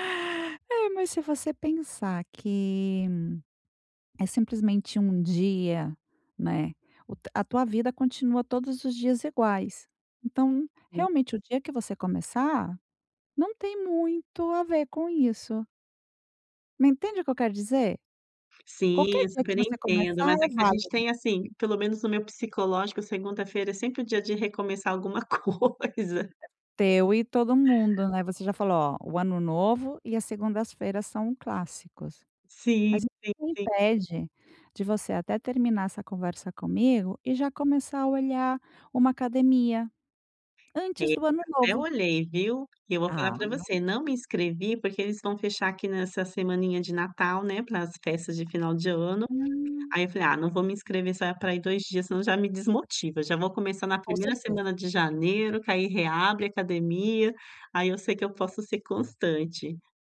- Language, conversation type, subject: Portuguese, advice, Como posso estabelecer hábitos para manter a consistência e ter energia ao longo do dia?
- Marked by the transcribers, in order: laughing while speaking: "coisa"; tapping; other background noise; unintelligible speech